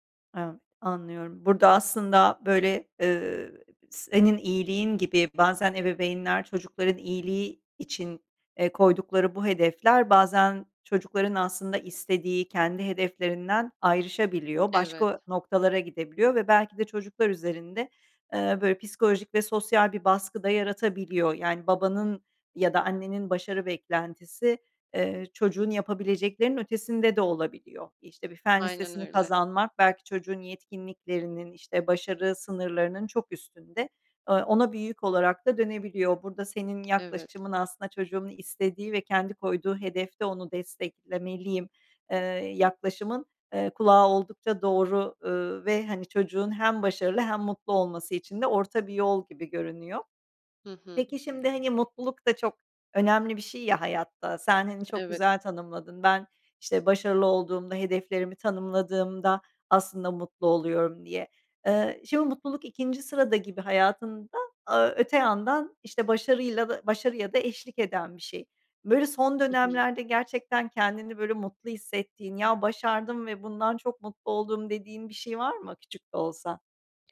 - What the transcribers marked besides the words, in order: tapping
- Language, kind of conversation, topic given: Turkish, podcast, Senin için mutlu olmak mı yoksa başarılı olmak mı daha önemli?